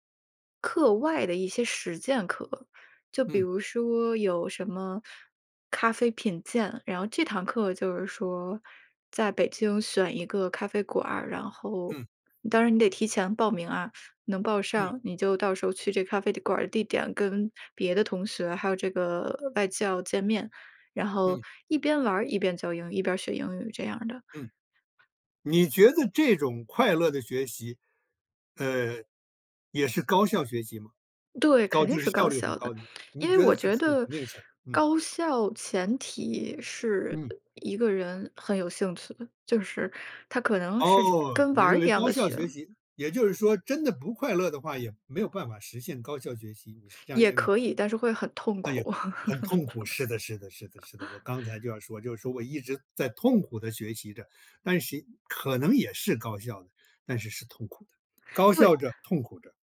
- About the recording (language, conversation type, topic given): Chinese, podcast, 你认为快乐学习和高效学习可以同时实现吗？
- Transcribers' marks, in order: laugh